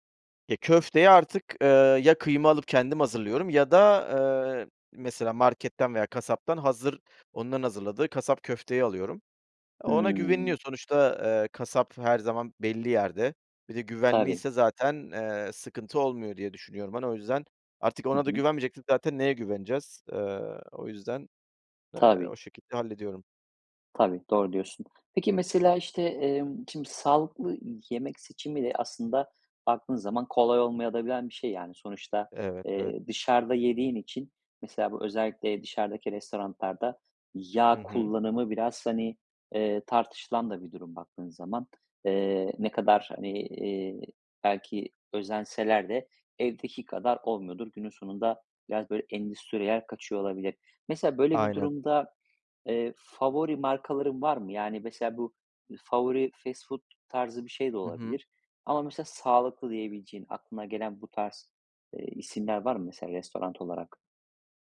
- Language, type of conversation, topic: Turkish, podcast, Dışarıda yemek yerken sağlıklı seçimleri nasıl yapıyorsun?
- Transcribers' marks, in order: "restoranlarda" said as "restorantlarda"; "restoran" said as "restorant"